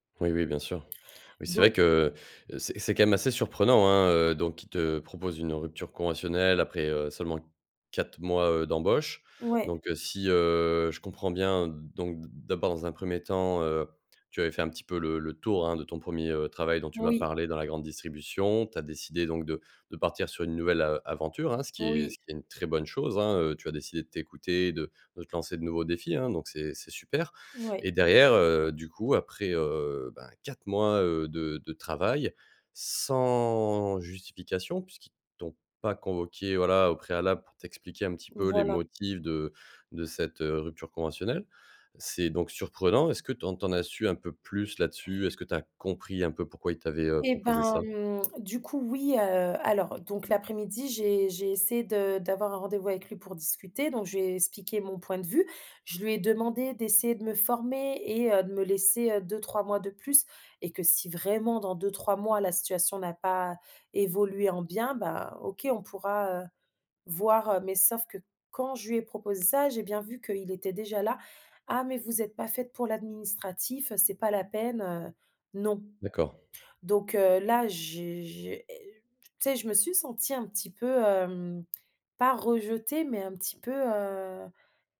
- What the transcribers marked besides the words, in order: tapping
- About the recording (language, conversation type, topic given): French, advice, Que puis-je faire après avoir perdu mon emploi, alors que mon avenir professionnel est incertain ?